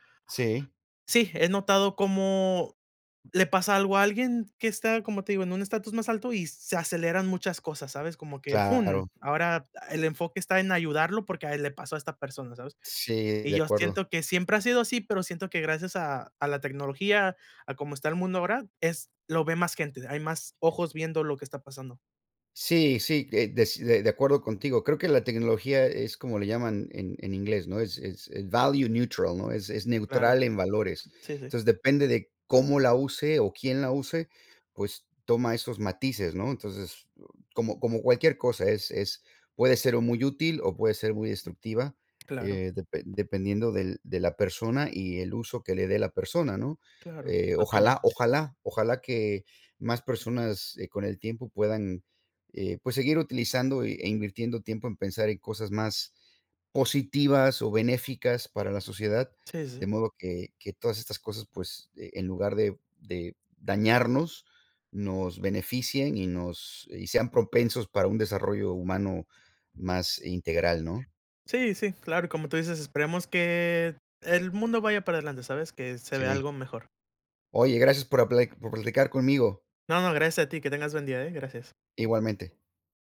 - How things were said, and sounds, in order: tapping; in English: "value neutral"
- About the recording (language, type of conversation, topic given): Spanish, unstructured, ¿Cómo te imaginas el mundo dentro de 100 años?
- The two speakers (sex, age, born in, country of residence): male, 20-24, Mexico, United States; male, 50-54, United States, United States